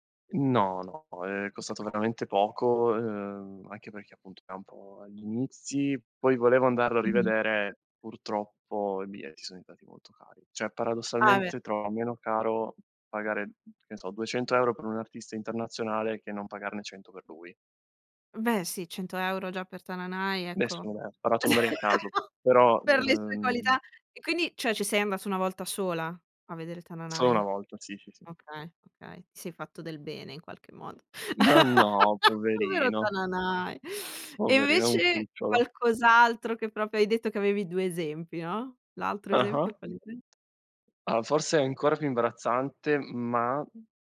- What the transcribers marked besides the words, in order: laugh; "cioè" said as "ceh"; laugh
- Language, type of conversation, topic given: Italian, podcast, Qual è stato il primo concerto a cui sei andato?